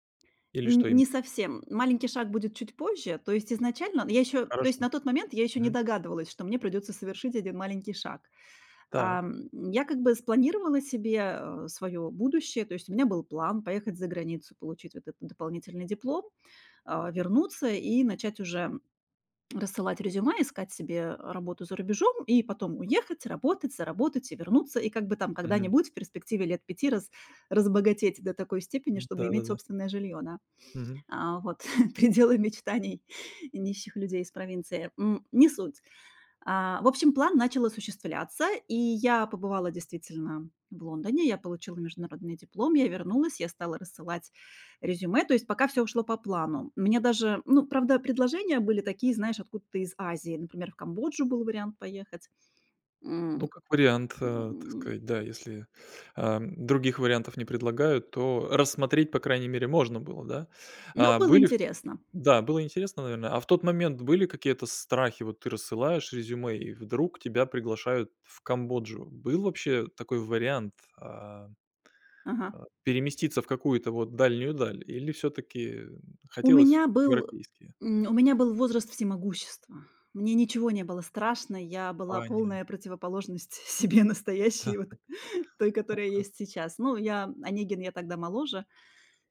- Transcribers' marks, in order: other background noise; laughing while speaking: "пределы"; laughing while speaking: "себе настоящей, вот"
- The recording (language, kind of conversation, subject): Russian, podcast, Какой маленький шаг изменил твою жизнь?